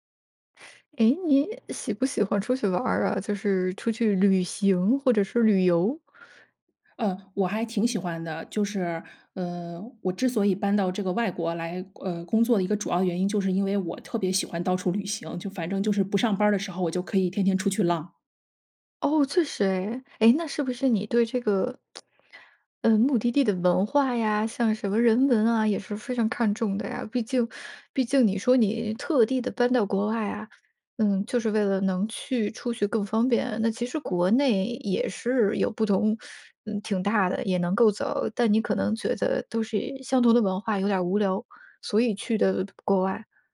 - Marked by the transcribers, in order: lip smack
- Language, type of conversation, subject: Chinese, podcast, 旅行教给你最重要的一课是什么？